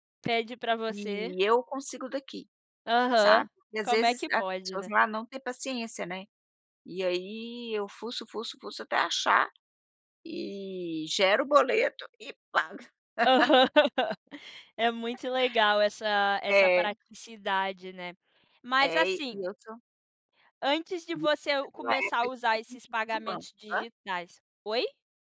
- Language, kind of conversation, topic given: Portuguese, podcast, O que mudou na sua vida com os pagamentos pelo celular?
- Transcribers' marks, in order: laughing while speaking: "Aham"; laugh; other noise; unintelligible speech